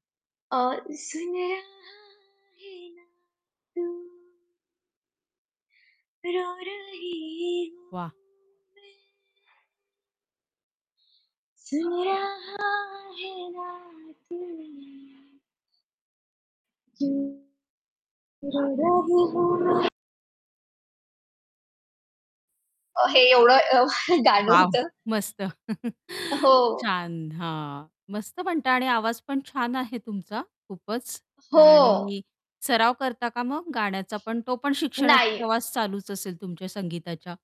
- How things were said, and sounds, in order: singing: "सुन रहा है ना तू"; distorted speech; in Hindi: "सुन रहा है ना तू"; singing: "रो रही हूँ मैं"; in Hindi: "रो रही हूँ मैं"; other background noise; static; singing: "सुन रहा है ना तू"; in Hindi: "सुन रहा है ना तू"; singing: "क्यूँ रो रही हूँ मैं"; in Hindi: "क्यूँ रो रही हूँ मैं"; chuckle
- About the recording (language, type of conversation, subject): Marathi, podcast, शिकण्याचा तुमचा प्रवास कसा सुरू झाला?